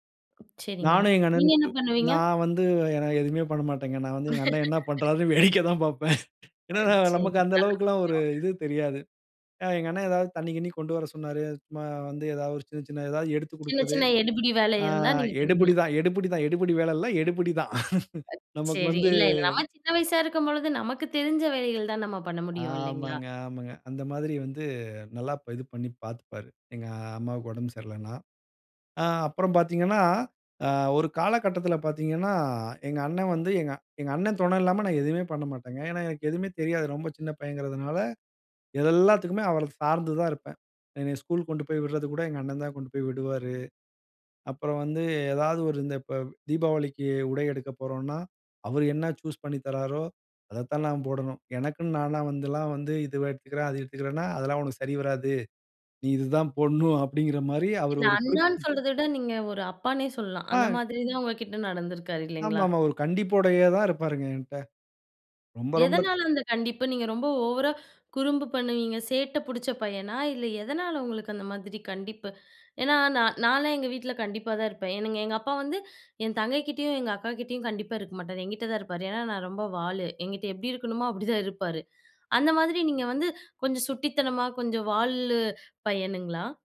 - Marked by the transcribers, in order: other background noise; chuckle; laughing while speaking: "வேடிக்க தான் பாப்பேன்"; unintelligible speech; other noise; "பண்ணுவீங்களா?" said as "பண்ணுவீயா?"; chuckle; "துணை" said as "தொண"; laughing while speaking: "அப்பிடித்தான்"
- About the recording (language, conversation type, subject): Tamil, podcast, அண்ணன்–தம்பி உறவை வீட்டில் எப்படி வளர்க்கிறீர்கள்?